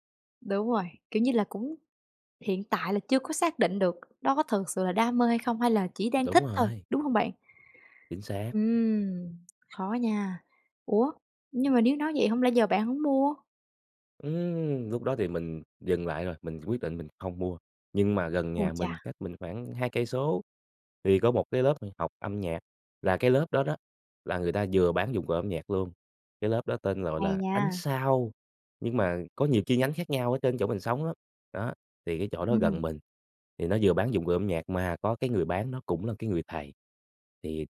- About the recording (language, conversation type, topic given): Vietnamese, podcast, Bạn có thể kể về lần bạn tình cờ tìm thấy đam mê của mình không?
- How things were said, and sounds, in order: tapping